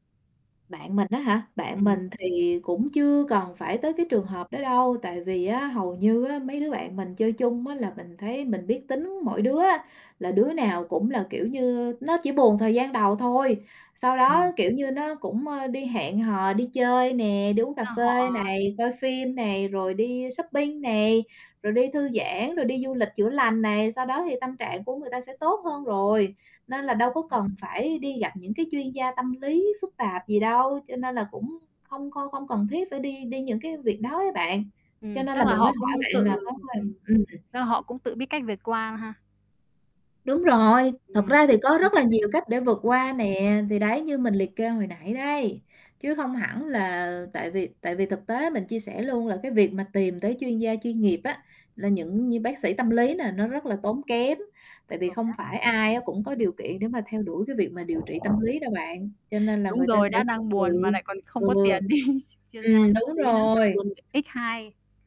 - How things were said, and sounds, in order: static; distorted speech; other background noise; tapping; in English: "shopping"; other noise; unintelligible speech; wind; laughing while speaking: "đi"; unintelligible speech
- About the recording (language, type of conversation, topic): Vietnamese, unstructured, Làm thế nào để bạn có thể hỗ trợ bạn bè khi họ đang buồn?